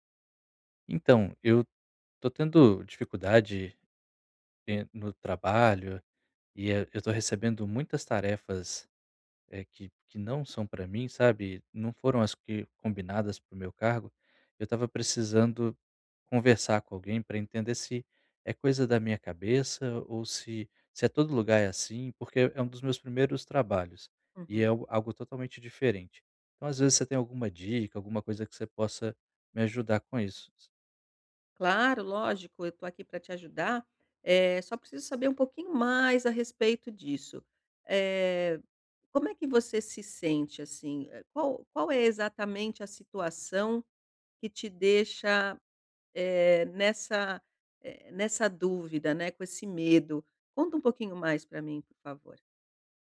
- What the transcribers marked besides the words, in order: none
- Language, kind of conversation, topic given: Portuguese, advice, Como posso dizer não sem sentir culpa ou medo de desapontar os outros?